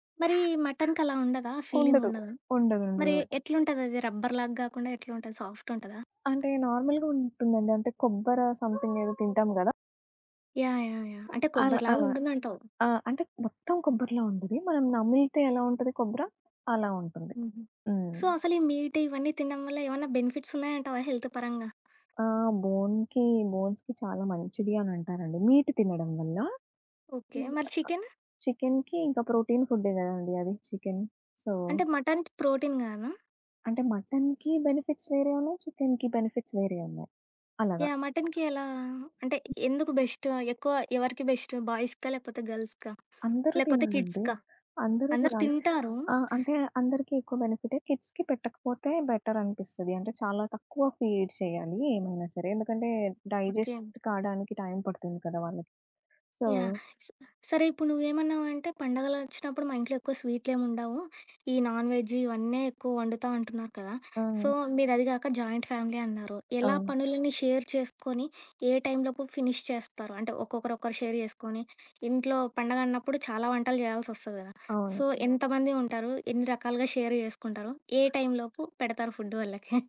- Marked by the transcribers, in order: other background noise; in English: "ఫీలింగ్"; in English: "రబ్బర్"; in English: "సాఫ్ట్"; in English: "నార్మల్‍గా"; tapping; dog barking; in English: "సమ్‌థింగ్"; in English: "సో"; in English: "మీట్"; in English: "బెనిఫిట్స్"; in English: "హెల్త్"; in English: "బోన్‌కి బోన్స్‌కి"; in English: "మీట్"; in English: "ప్రోటీన్"; in English: "సో"; in English: "మటన్ ప్రోటీన్"; in English: "మటన్‌కి బెనిఫిట్స్"; in English: "బెనిఫిట్స్"; in English: "మటన్‌కి"; in English: "బాయ్స్‌కా?"; in English: "గర్ల్స్‌కా?"; in English: "కిడ్స్‌కా?"; in English: "కిడ్స్‌కి"; in English: "బెటర్"; in English: "ఫీడ్"; in English: "డైజెస్ట్"; in English: "సో"; in English: "నాన్‌వెజ్"; in English: "సో"; in English: "జాయింట్ ఫ్యామిలీ"; in English: "షేర్"; in English: "ఫినిష్"; in English: "షేర్"; in English: "సో"; in English: "షేర్"; in English: "ఫుడ్"; chuckle
- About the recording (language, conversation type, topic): Telugu, podcast, ఏ పండుగ వంటకాలు మీకు ప్రత్యేకంగా ఉంటాయి?